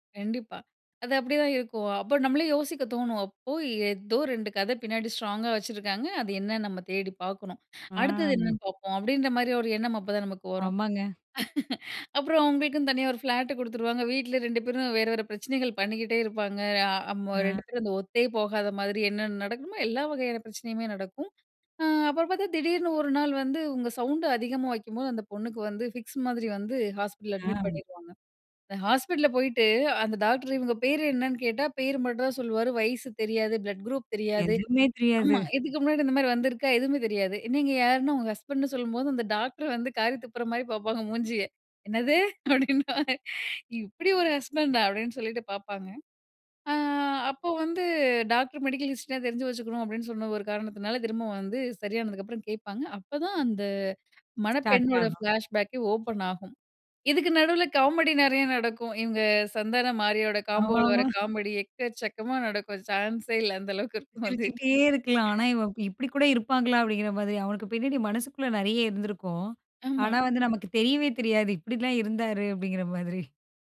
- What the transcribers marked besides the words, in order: other noise; laugh; chuckle; in English: "மெடிக்கல் ஹிஸ்ட்ரி"; in English: "ஃப்ளாஷ்பேக்கே"; in English: "காம்போவுல"
- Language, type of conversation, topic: Tamil, podcast, உங்களுக்கு பிடித்த ஒரு திரைப்படப் பார்வை அனுபவத்தைப் பகிர முடியுமா?